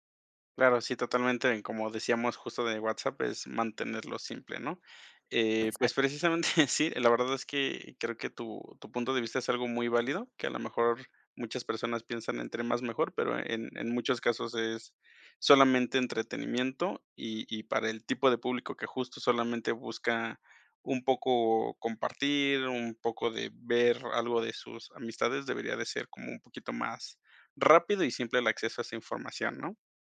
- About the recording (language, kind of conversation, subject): Spanish, podcast, ¿Qué te frena al usar nuevas herramientas digitales?
- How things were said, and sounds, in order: chuckle